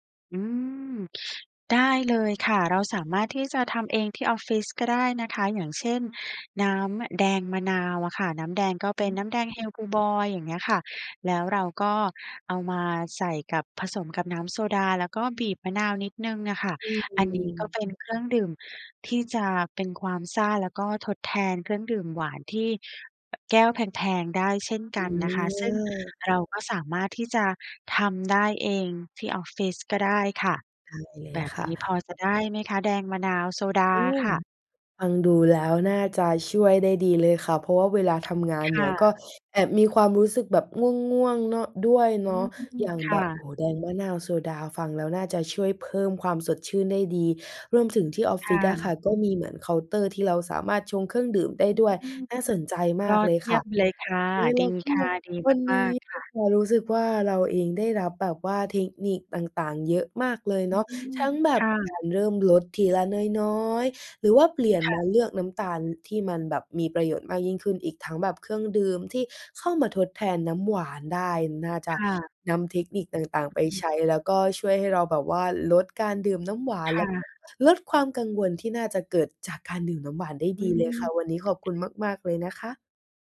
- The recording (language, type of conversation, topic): Thai, advice, คุณดื่มเครื่องดื่มหวานหรือเครื่องดื่มแอลกอฮอล์บ่อยและอยากลด แต่ทำไมถึงลดได้ยาก?
- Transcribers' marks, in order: other background noise; tapping